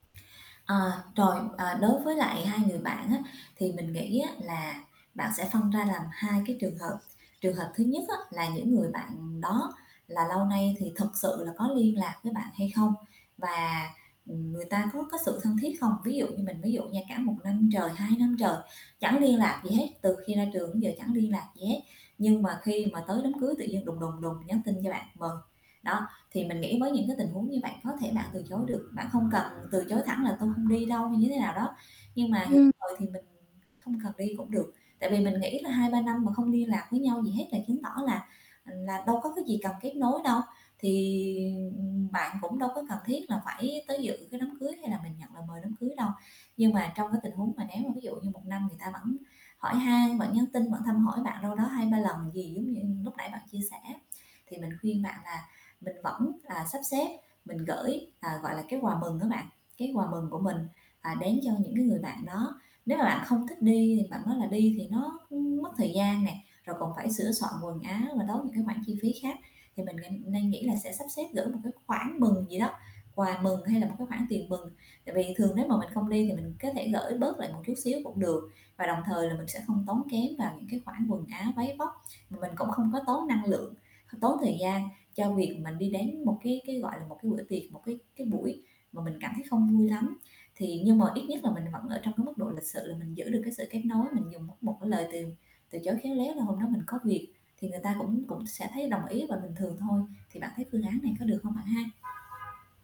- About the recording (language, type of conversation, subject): Vietnamese, advice, Làm sao để từ chối lời mời một cách khéo léo mà không làm người khác phật lòng?
- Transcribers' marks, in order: static; other background noise; tapping; mechanical hum; other street noise; distorted speech; tsk; horn